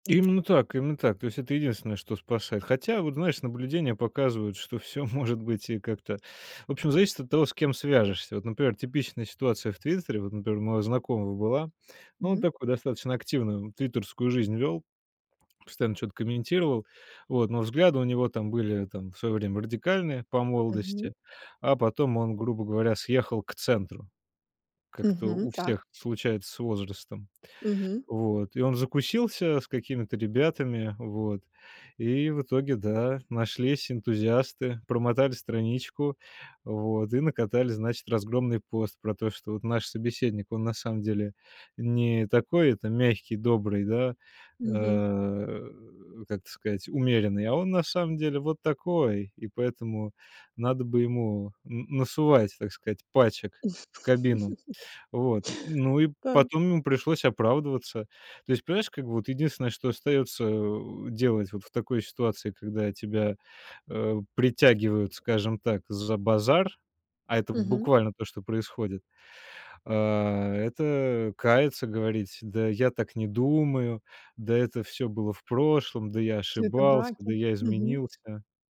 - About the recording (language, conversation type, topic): Russian, podcast, Что делать, если старые публикации портят ваш имидж?
- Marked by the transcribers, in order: tapping; laughing while speaking: "всё может"; laugh